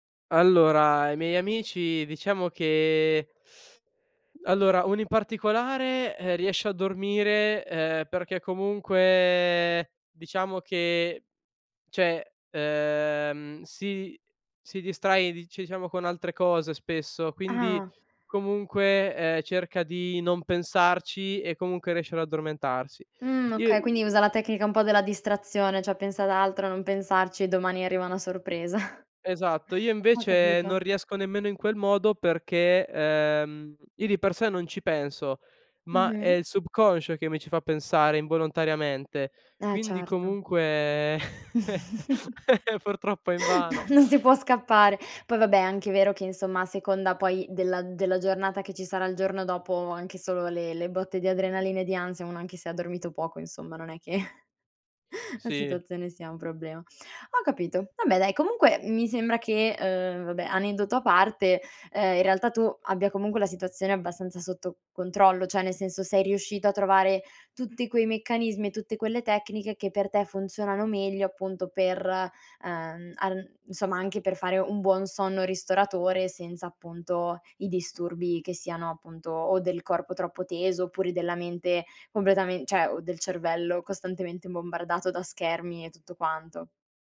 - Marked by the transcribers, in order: "cioè" said as "ceh"; "cioè" said as "ceh"; "cioè" said as "ceh"; chuckle; chuckle; laughing while speaking: "Non si può scappare"; chuckle; laugh; laughing while speaking: "purtroppo è invano"; other background noise; chuckle; "Vabbè" said as "abè"; "cioè" said as "ceh"; "cioè" said as "ceh"; "bombardato" said as "immombardato"
- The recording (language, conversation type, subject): Italian, podcast, Cosa fai per calmare la mente prima di dormire?